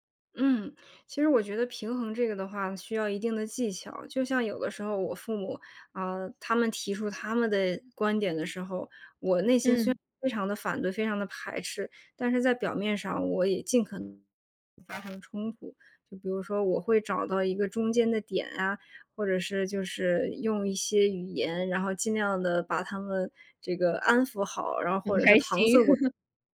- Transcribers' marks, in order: laugh
- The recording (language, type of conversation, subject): Chinese, podcast, 当父母干预你的生活时，你会如何回应？